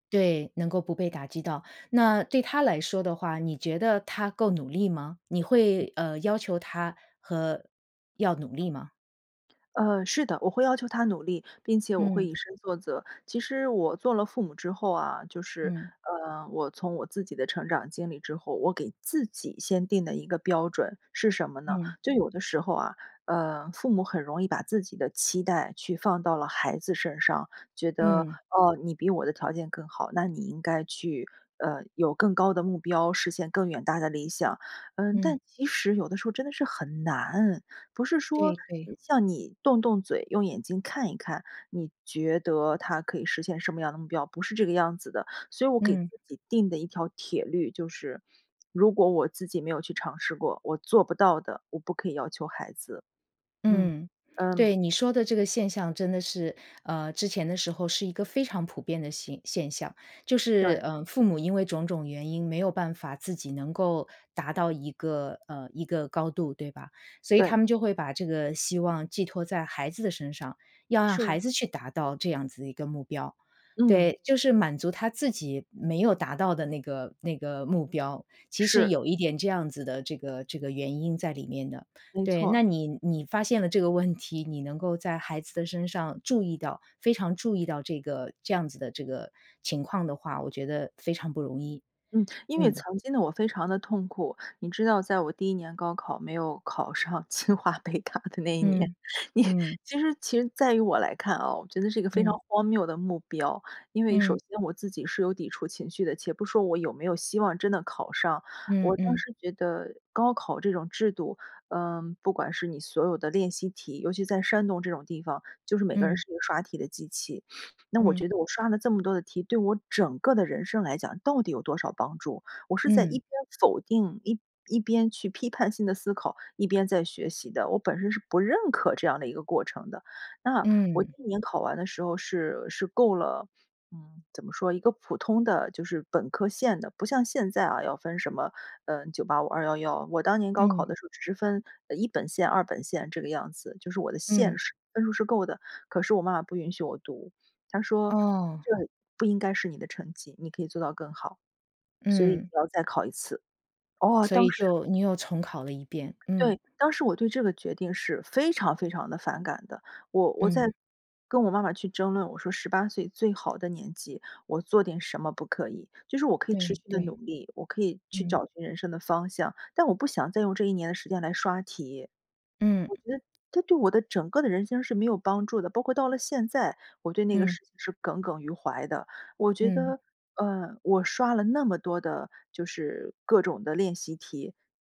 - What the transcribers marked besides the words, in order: other background noise; stressed: "难"; other noise; laughing while speaking: "清华北大的那一年，你"; sniff
- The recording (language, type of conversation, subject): Chinese, podcast, 你如何看待父母对孩子的高期待？